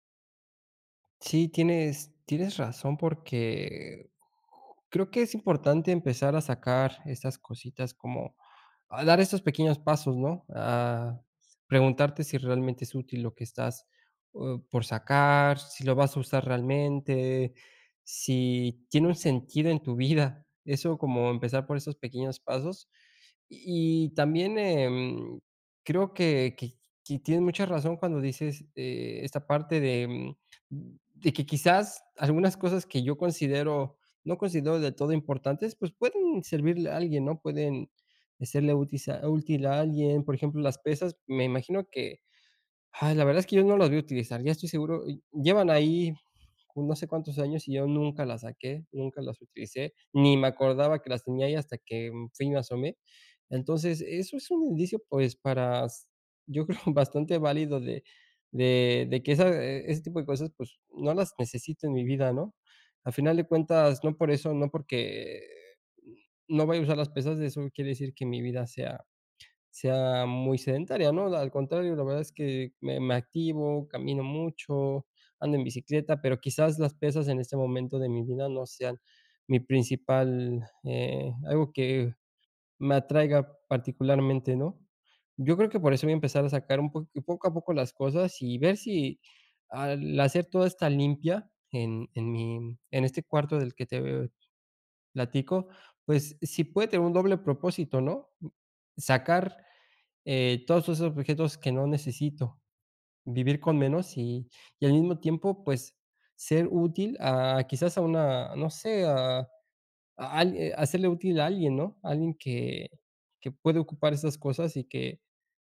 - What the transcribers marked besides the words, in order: "útil" said as "utis"; sigh
- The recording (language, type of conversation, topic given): Spanish, advice, ¿Cómo puedo vivir con menos y con más intención cada día?